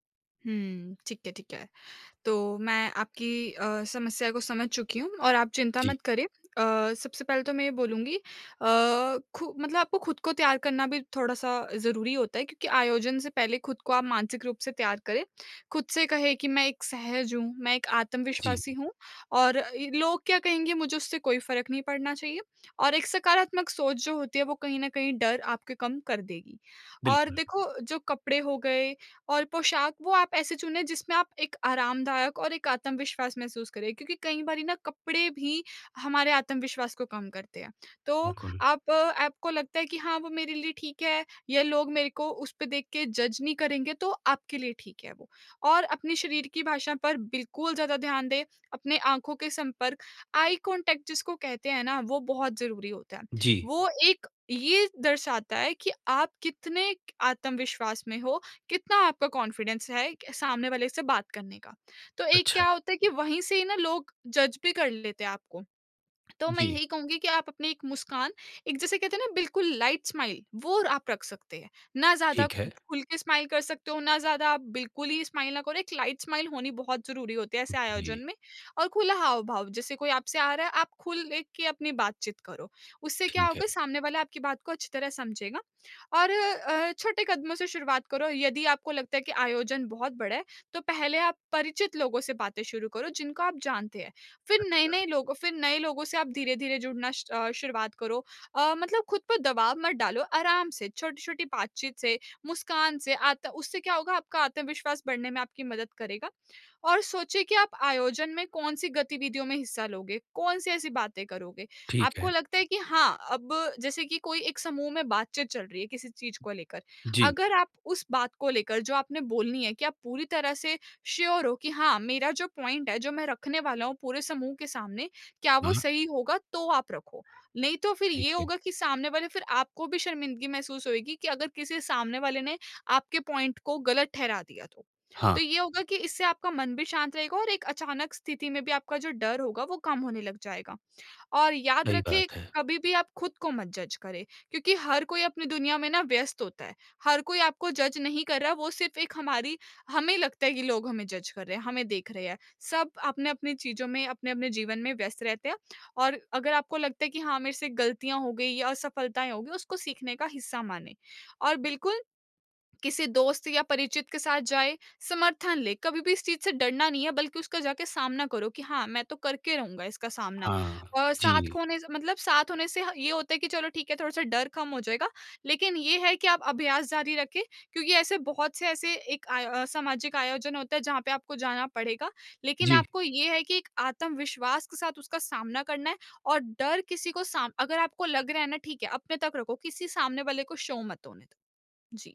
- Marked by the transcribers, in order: in English: "जज"; in English: "आई कॉन्टैक्ट"; in English: "कॉन्फिडेंस"; in English: "जज"; in English: "लाइट स्माइल"; other background noise; in English: "स्माइल"; in English: "स्माइल"; in English: "लाइट स्माइल"; in English: "श्योर"; in English: "पॉइंट"; in English: "पॉइंट"; in English: "जज"; in English: "जज"; in English: "जज"; in English: "शो"
- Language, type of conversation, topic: Hindi, advice, सामाजिक आयोजनों में मैं अधिक आत्मविश्वास कैसे महसूस कर सकता/सकती हूँ?
- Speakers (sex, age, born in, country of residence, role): female, 20-24, India, India, advisor; male, 25-29, India, India, user